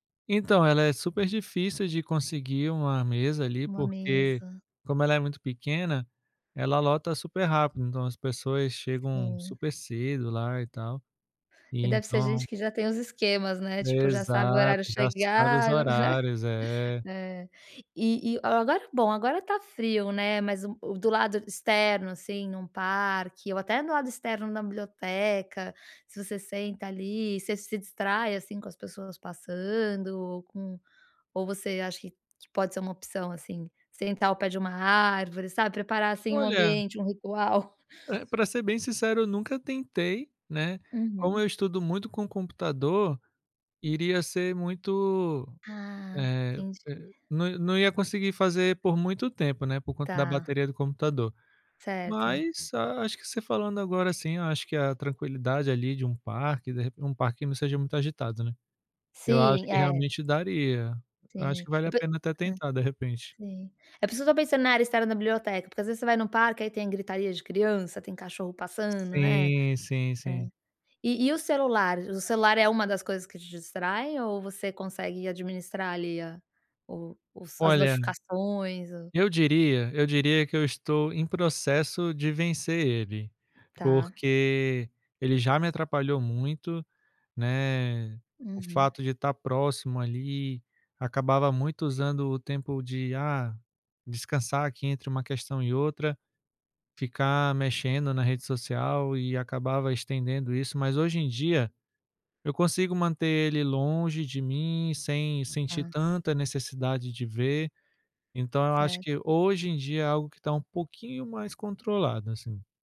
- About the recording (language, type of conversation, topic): Portuguese, advice, Como posso reduzir distrações internas e externas para me concentrar em trabalho complexo?
- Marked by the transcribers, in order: laughing while speaking: "chegar, já vai né"; giggle